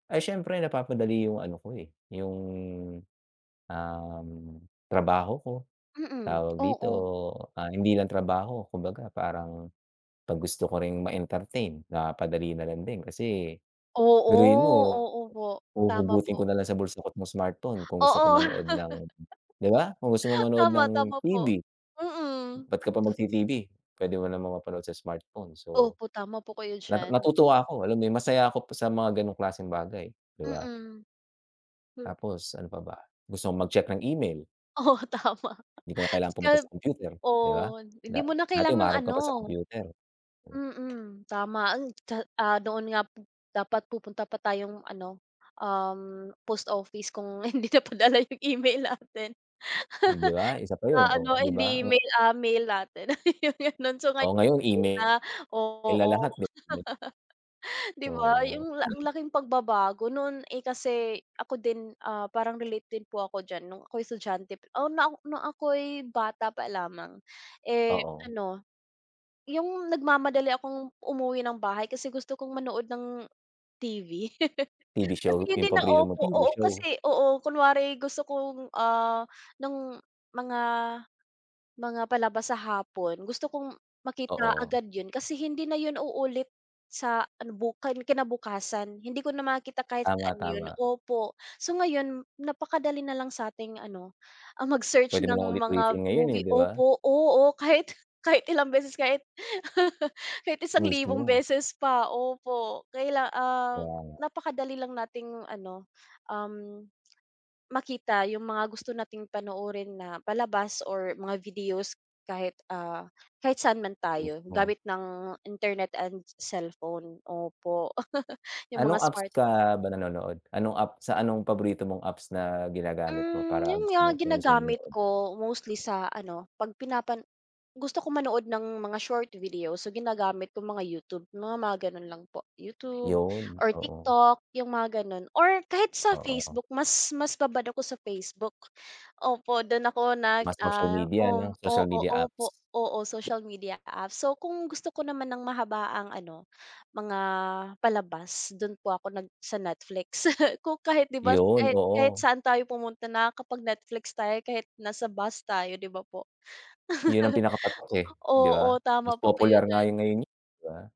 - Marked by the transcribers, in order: tapping; laugh; laughing while speaking: "Oo, tama"; unintelligible speech; laughing while speaking: "hindi napadala 'yong email natin"; laugh; laughing while speaking: "Ganon"; laugh; other background noise; laugh; laugh; tongue click; laugh; laugh
- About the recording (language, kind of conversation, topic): Filipino, unstructured, Ano ang mga bagay na nagpapasaya sa iyo kapag gumagamit ka ng teknolohiya?